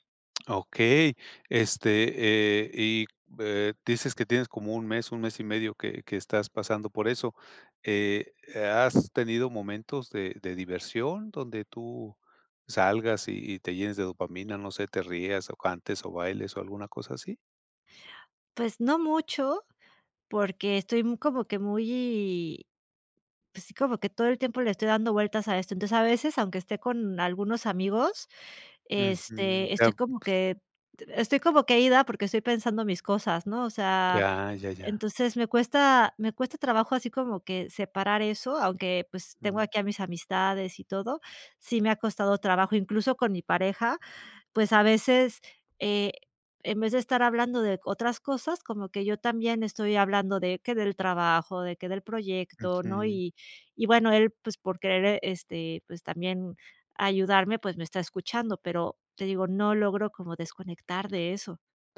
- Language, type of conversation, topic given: Spanish, advice, ¿Por qué me cuesta relajarme y desconectar?
- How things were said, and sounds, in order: other noise; unintelligible speech; other background noise